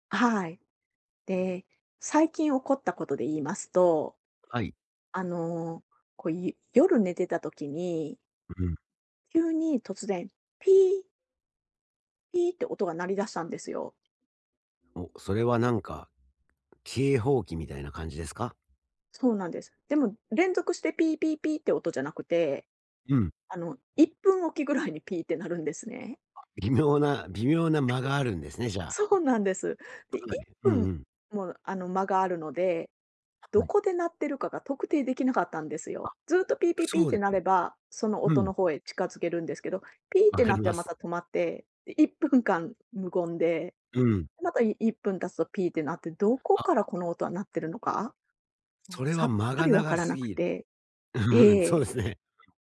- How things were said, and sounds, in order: chuckle; other noise; other background noise; laughing while speaking: "うん、そうですね"
- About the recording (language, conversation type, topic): Japanese, advice, 予期せぬ障害が起きたときでも、習慣を続けるにはどうすればよいですか？